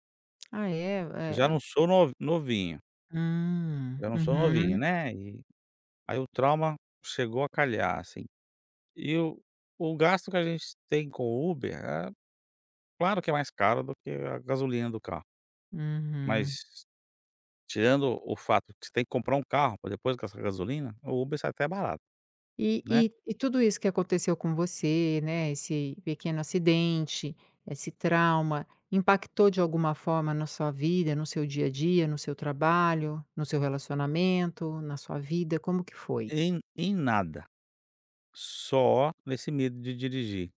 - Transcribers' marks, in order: none
- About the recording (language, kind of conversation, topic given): Portuguese, advice, Como você se sentiu ao perder a confiança após um erro ou fracasso significativo?